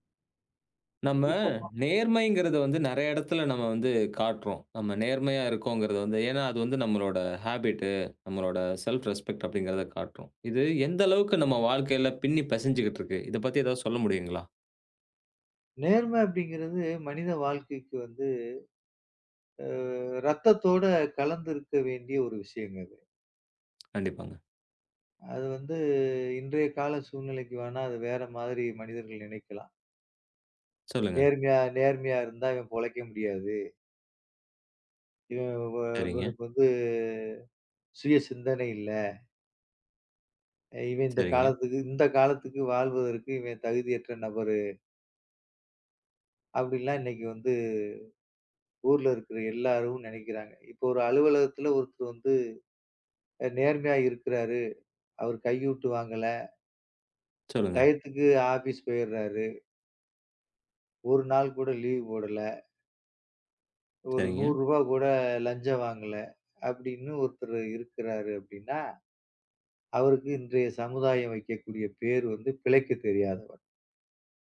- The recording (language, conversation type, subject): Tamil, podcast, நேர்மை நம்பிக்கையை உருவாக்குவதில் எவ்வளவு முக்கியம்?
- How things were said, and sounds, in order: in English: "ஹாபிட்டு"; in English: "ஸெல்ப் ரெஸ்பெக்ட்"; in English: "டயத்துக்கு ஆப்பீஸ்"; in English: "லீவு"